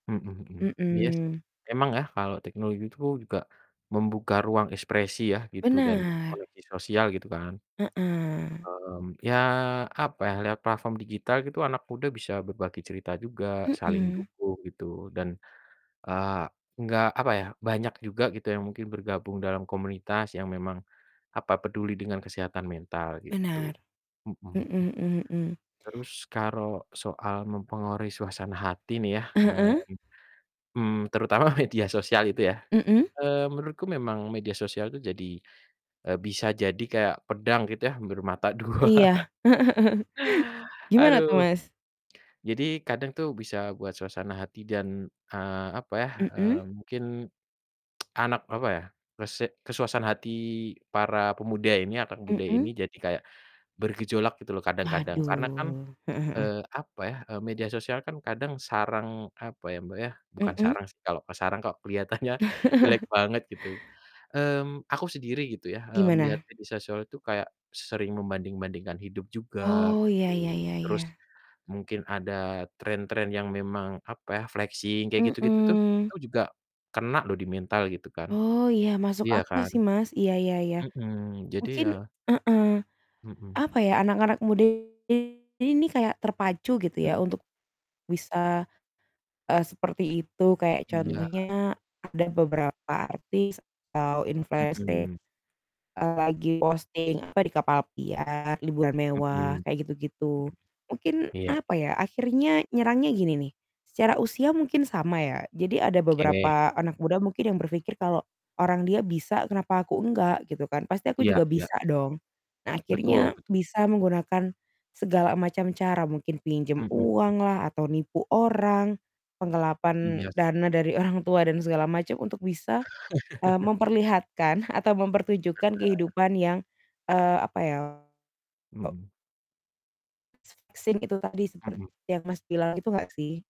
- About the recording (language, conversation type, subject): Indonesian, unstructured, Apa dampak teknologi terhadap kesehatan mental generasi muda?
- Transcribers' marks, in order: distorted speech; tapping; static; laughing while speaking: "terutama"; laughing while speaking: "dua"; chuckle; tsk; laughing while speaking: "keliatannya"; chuckle; in English: "flexing"; in English: "update"; mechanical hum; other background noise; laughing while speaking: "orang tua"; chuckle; unintelligible speech